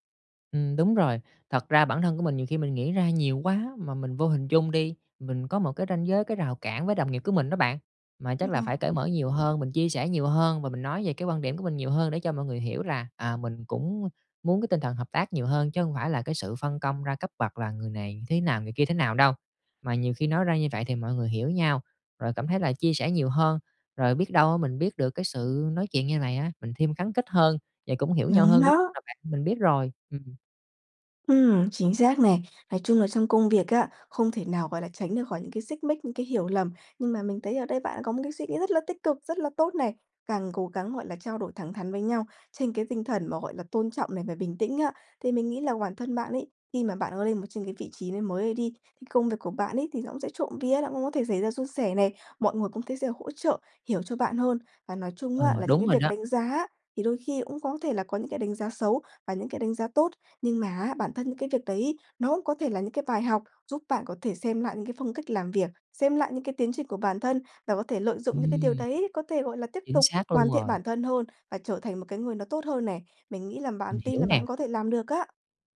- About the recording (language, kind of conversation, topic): Vietnamese, advice, Làm sao để bớt lo lắng về việc người khác đánh giá mình khi vị thế xã hội thay đổi?
- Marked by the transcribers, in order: tapping; "khăng" said as "khắng"